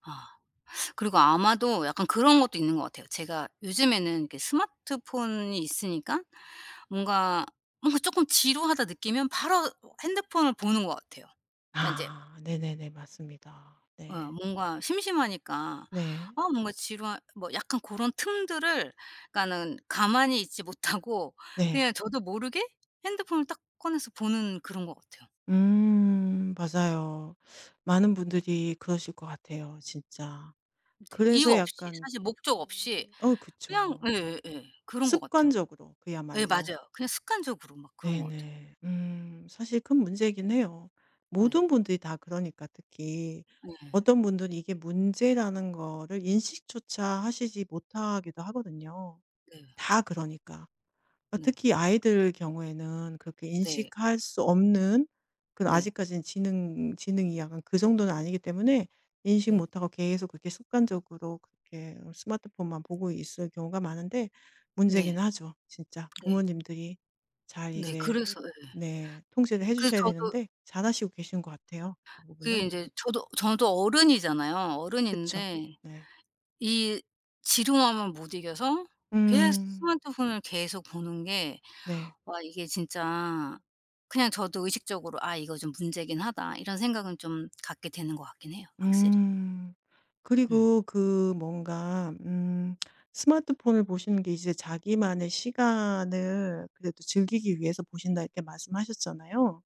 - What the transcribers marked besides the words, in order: other background noise; tapping; laughing while speaking: "못하고"; background speech
- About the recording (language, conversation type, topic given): Korean, advice, 밤늦게 스마트폰을 보는 습관을 어떻게 줄일 수 있을까요?